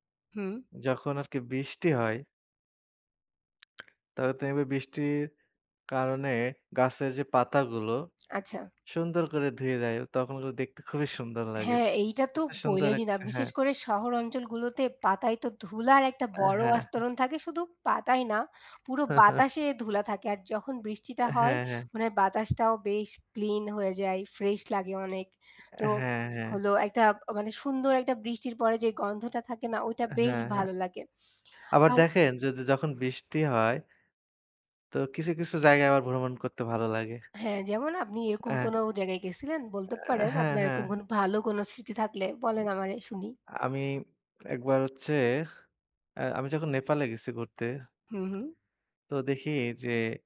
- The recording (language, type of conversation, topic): Bengali, unstructured, আপনার স্মৃতিতে সবচেয়ে প্রিয় ভ্রমণের গল্প কোনটি?
- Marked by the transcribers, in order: tapping; unintelligible speech; other background noise; chuckle